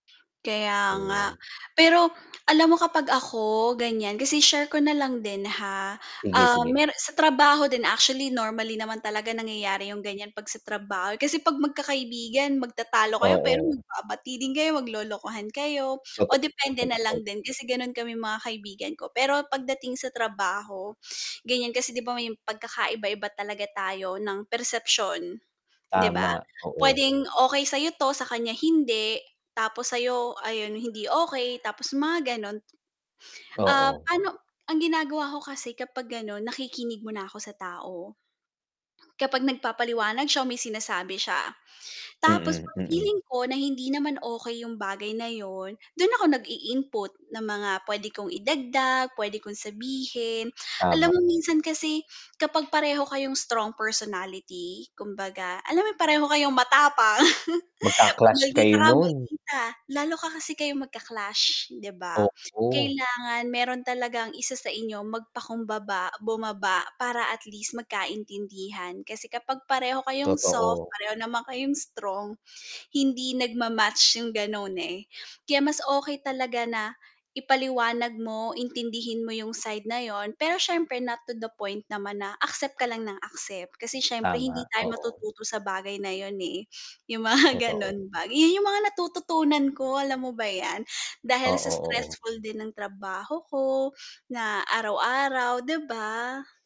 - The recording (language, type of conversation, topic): Filipino, unstructured, Paano mo haharapin ang mga taong nang-iinsulto sa iyo dahil sa iyong pagkakaiba?
- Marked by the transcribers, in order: mechanical hum; lip smack; other background noise; distorted speech; static; sigh; laugh; scoff